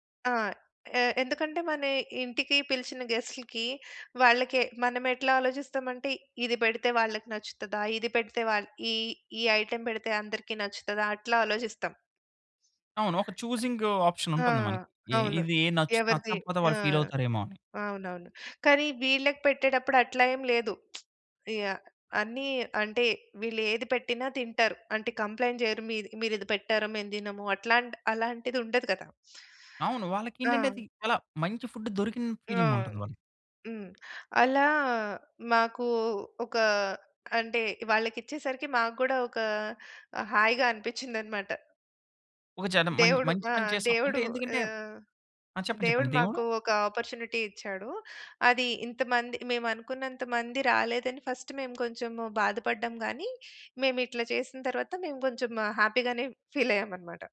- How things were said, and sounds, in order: in English: "ఐటెమ్"; in English: "చూసింగ్"; tapping; lip smack; in English: "కంప్లెయింట్"; in English: "ఫుడ్"; in English: "అపార్చునిటీ"; in English: "ఫస్ట్"; in English: "హ్యాపీగానే ఫీల్"
- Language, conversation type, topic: Telugu, podcast, పండుగలో మిగిలిన ఆహారాన్ని మీరు ఎలా ఉపయోగిస్తారు?